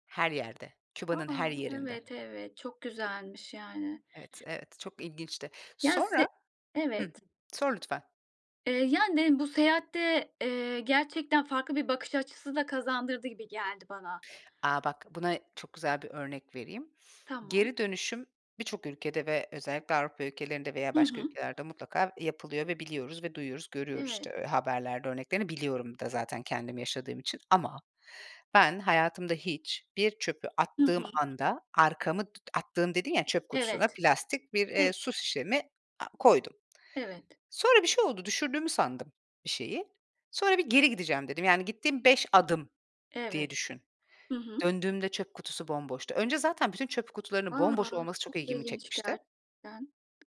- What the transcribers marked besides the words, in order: background speech; sniff; other background noise
- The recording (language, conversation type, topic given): Turkish, podcast, En unutulmaz seyahat deneyimini anlatır mısın?